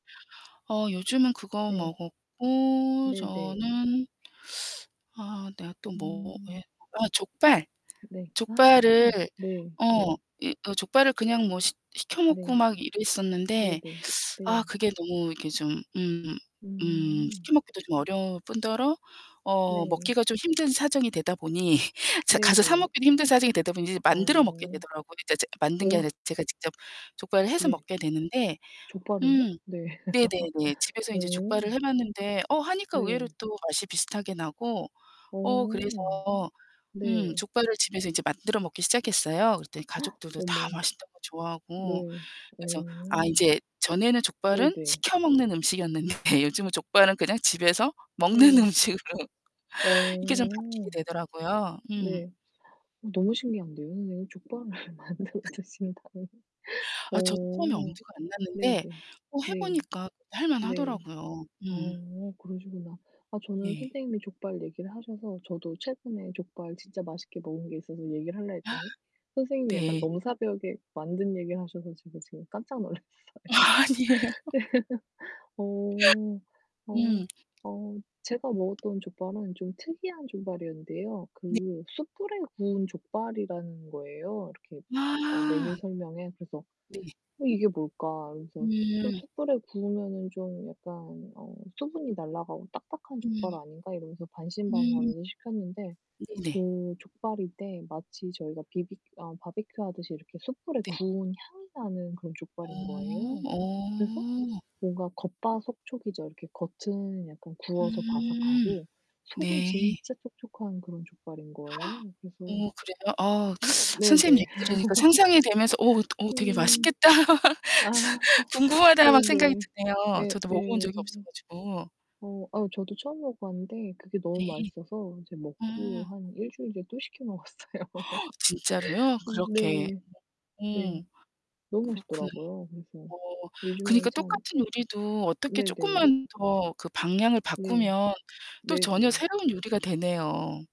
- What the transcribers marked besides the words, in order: other background noise; distorted speech; tapping; teeth sucking; laugh; gasp; laughing while speaking: "음식이었는데"; laughing while speaking: "먹는 음식으로"; laughing while speaking: "만들어 드신다니"; laugh; gasp; laugh; laughing while speaking: "그래서"; laughing while speaking: "아니에요"; gasp; teeth sucking; laugh; laughing while speaking: "맛있겠다"; laugh; gasp; laugh
- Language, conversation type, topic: Korean, unstructured, 요즘 가장 좋아하는 음식은 무엇인가요?